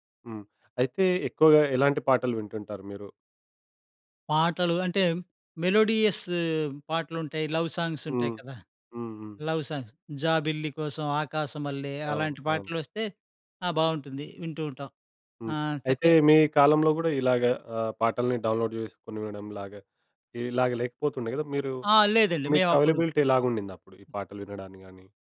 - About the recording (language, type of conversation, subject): Telugu, podcast, ప్రతిరోజూ మీకు చిన్న ఆనందాన్ని కలిగించే హాబీ ఏది?
- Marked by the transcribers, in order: in English: "మెలోడియస్"; in English: "లవ్"; other background noise; in English: "లవ్ సాంగ్స్"; in English: "డౌన్‌లోడ్"; in English: "అవైలబిలిటీ"; other noise